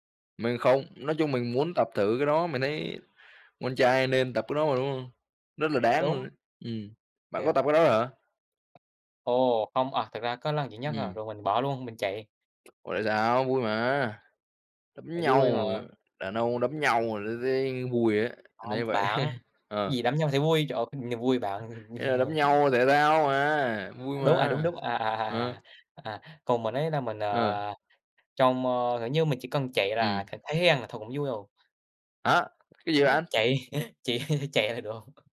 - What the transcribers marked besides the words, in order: tapping; other background noise; laugh; unintelligible speech; unintelligible speech; laughing while speaking: "Chạy, chỉ chạy là được"
- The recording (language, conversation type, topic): Vietnamese, unstructured, Bạn có kỷ niệm vui nào khi chơi thể thao không?